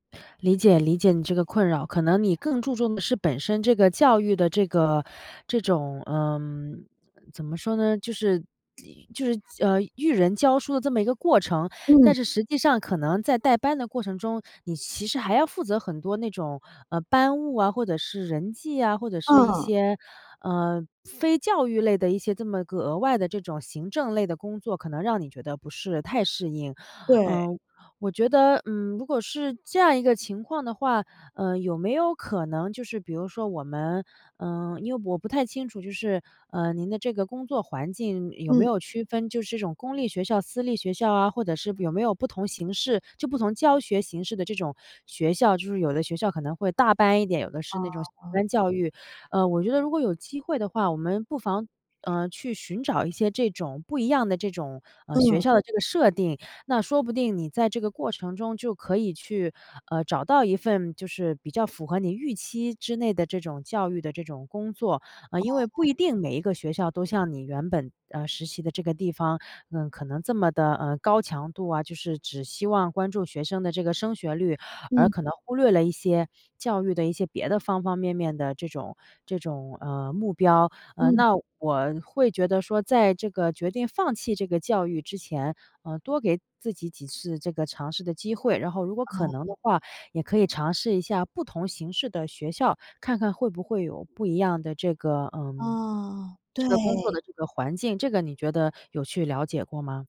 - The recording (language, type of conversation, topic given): Chinese, advice, 我长期对自己的职业方向感到迷茫，该怎么办？
- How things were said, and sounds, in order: other background noise